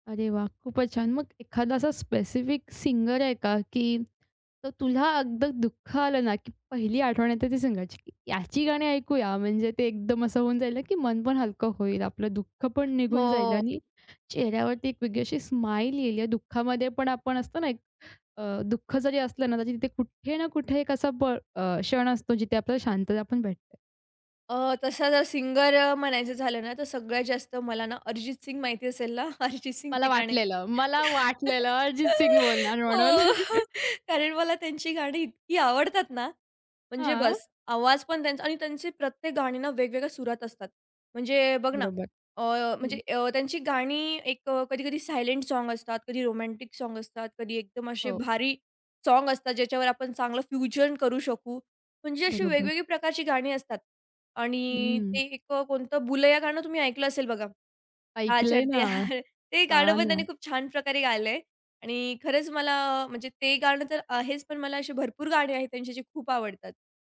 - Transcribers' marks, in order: tapping; laugh; laughing while speaking: "हो कारण मला त्यांची गाणी इतकी आवडतात ना"; chuckle; in English: "सायलेंट"; in English: "फ्युजन"; laughing while speaking: "ते हां"
- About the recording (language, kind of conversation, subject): Marathi, podcast, दुःखाच्या क्षणी तुला कोणत्या गाण्याने सांत्वन दिलं?